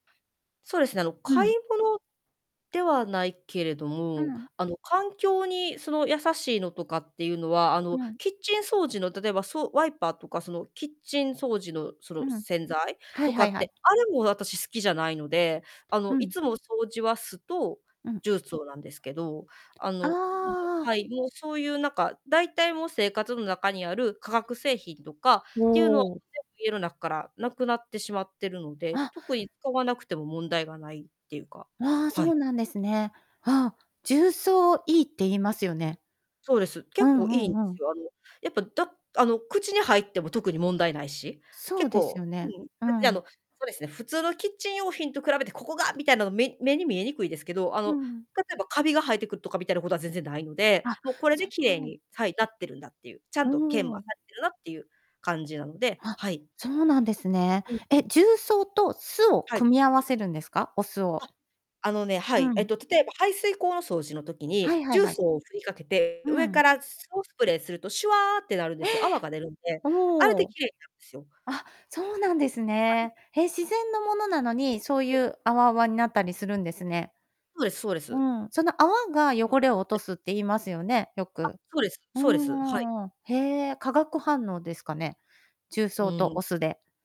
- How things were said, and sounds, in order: other background noise; tapping; other noise; distorted speech
- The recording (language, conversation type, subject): Japanese, podcast, 普段の買い物で環境にやさしい選択は何ですか？